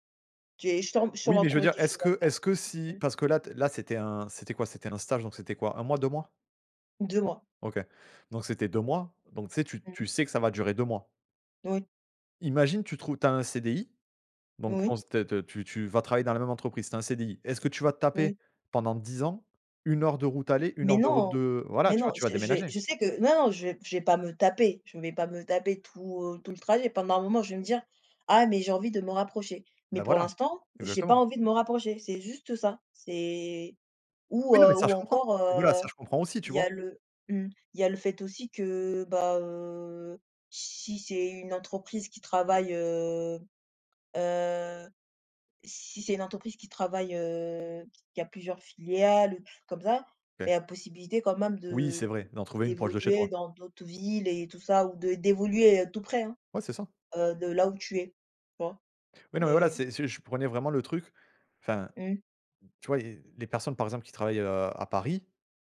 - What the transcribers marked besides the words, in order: unintelligible speech; stressed: "Mais, non ! Mais, non"; other background noise
- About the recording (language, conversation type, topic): French, unstructured, Qu’est-ce qui vous met en colère dans les embouteillages du matin ?